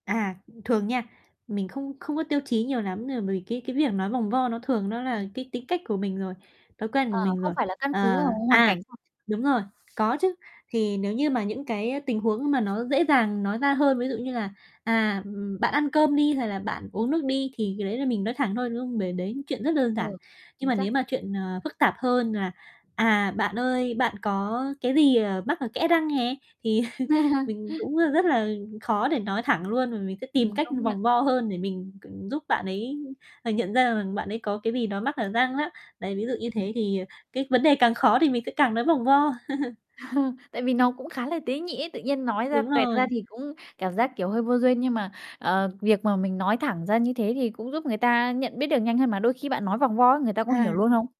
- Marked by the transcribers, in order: tapping; distorted speech; unintelligible speech; other background noise; static; laughing while speaking: "thì"; chuckle; chuckle
- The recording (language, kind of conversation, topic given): Vietnamese, podcast, Bạn thường chọn nói thẳng hay nói vòng vo để tránh làm người khác tổn thương?